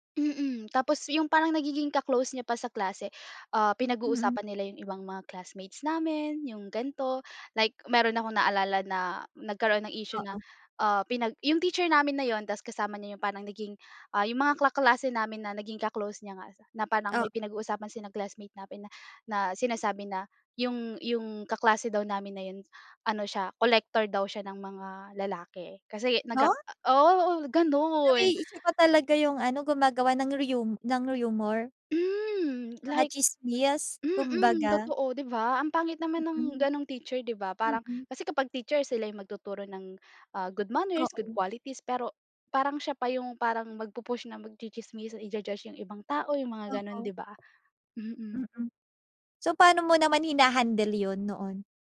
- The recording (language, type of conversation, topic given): Filipino, podcast, Sino ang pinaka-maimpluwensyang guro mo, at bakit?
- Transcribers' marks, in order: surprised: "Ha?"